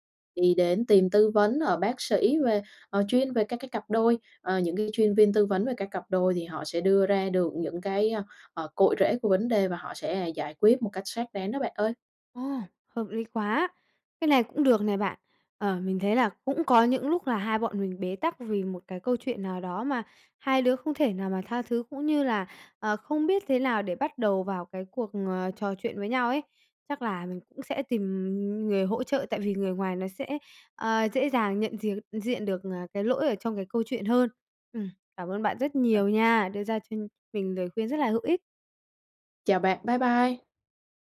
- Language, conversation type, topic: Vietnamese, advice, Làm sao xử lý khi bạn cảm thấy bực mình nhưng không muốn phản kháng ngay lúc đó?
- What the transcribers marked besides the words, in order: tapping; unintelligible speech